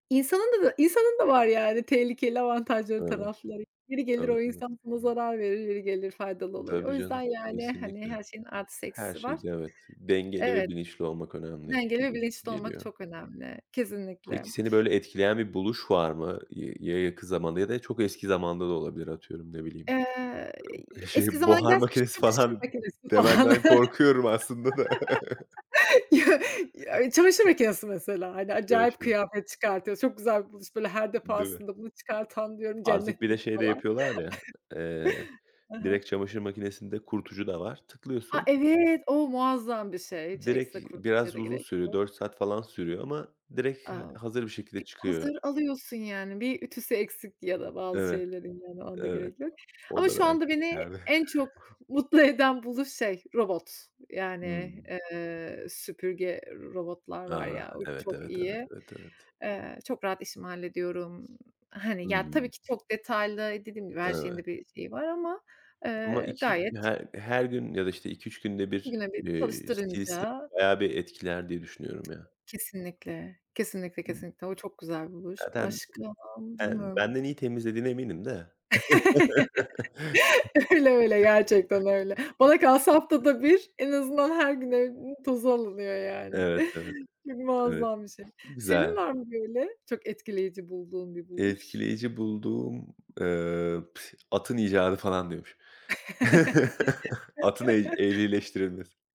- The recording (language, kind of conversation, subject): Turkish, unstructured, Geçmişteki hangi buluş seni en çok etkiledi?
- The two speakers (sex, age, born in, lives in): female, 35-39, Turkey, Austria; male, 30-34, Turkey, Portugal
- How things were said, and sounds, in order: other background noise; unintelligible speech; laughing while speaking: "makinesi pahalı"; laugh; laugh; unintelligible speech; tapping; chuckle; laughing while speaking: "ileride"; chuckle; unintelligible speech; laugh; laughing while speaking: "Öyle, öyle gerçekten öyle"; laugh; unintelligible speech; laugh; chuckle